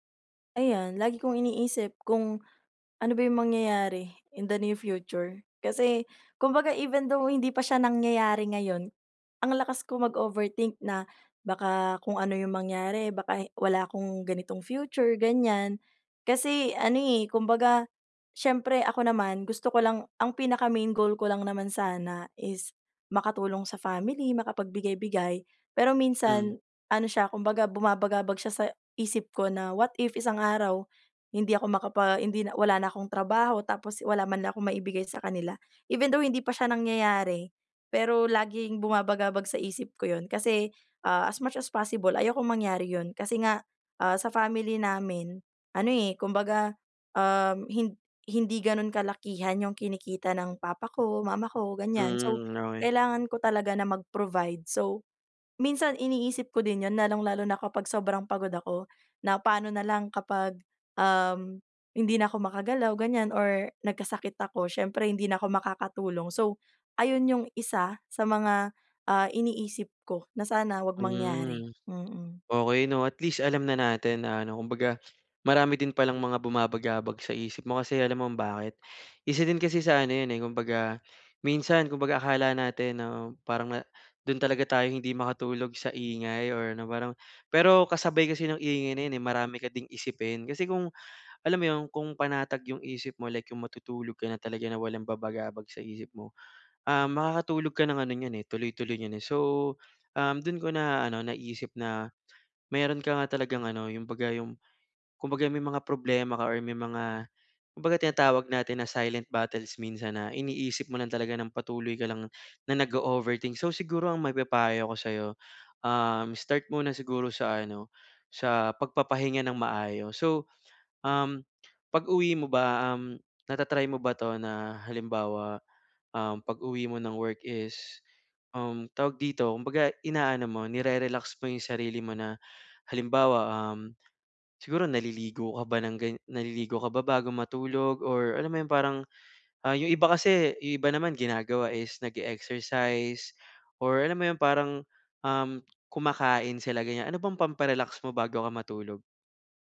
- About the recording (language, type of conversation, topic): Filipino, advice, Paano ako makakapagpahinga at makarelaks kung madalas akong naaabala ng ingay o mga alalahanin?
- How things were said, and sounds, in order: tapping; other background noise